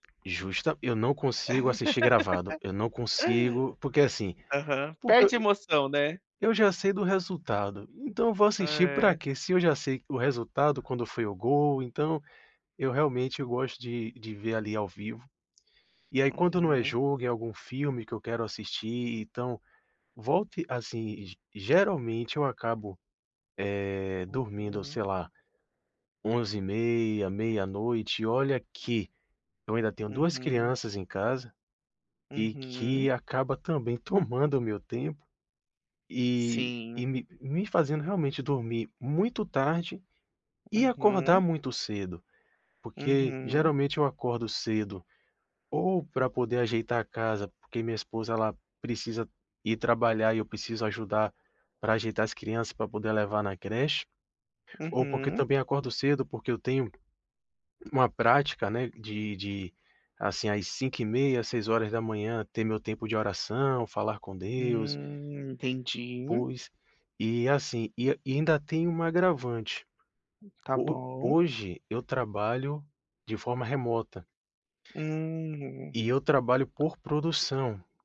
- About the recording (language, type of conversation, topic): Portuguese, advice, Como posso aprender a priorizar o descanso sem me sentir culpado?
- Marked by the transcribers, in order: tapping; laugh